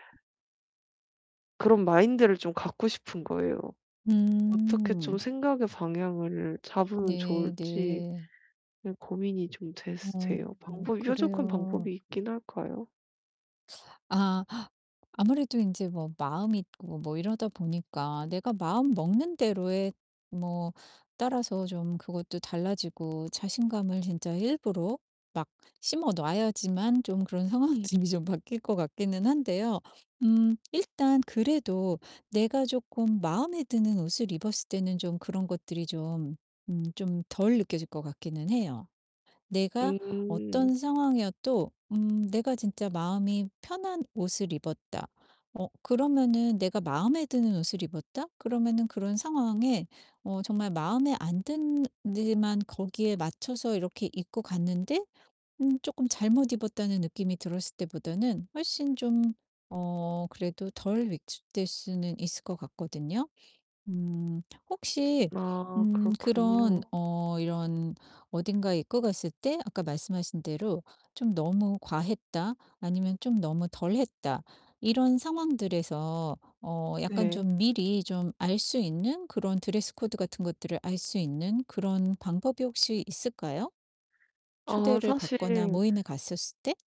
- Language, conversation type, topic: Korean, advice, 패션에서 자신감을 키우려면 어떻게 해야 하나요?
- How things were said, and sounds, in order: tapping; distorted speech; mechanical hum; sniff; laughing while speaking: "상황이 좀 이 좀"